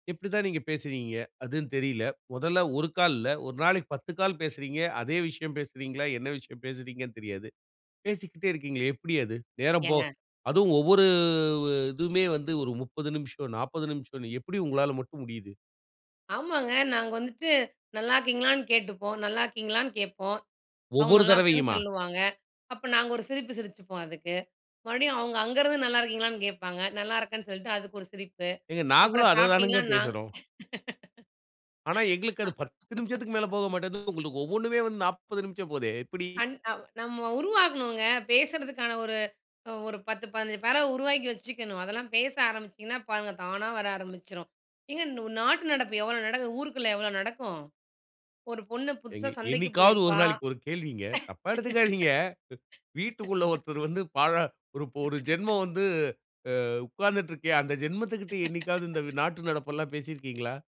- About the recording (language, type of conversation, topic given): Tamil, podcast, தொலைவில் இருக்கும் உறவுகளை நீண்டநாள்கள் எப்படிப் பராமரிக்கிறீர்கள்?
- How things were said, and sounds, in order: drawn out: "ஒவ்வொரு"; laugh; in English: "பேராவ"; other background noise; laugh; laugh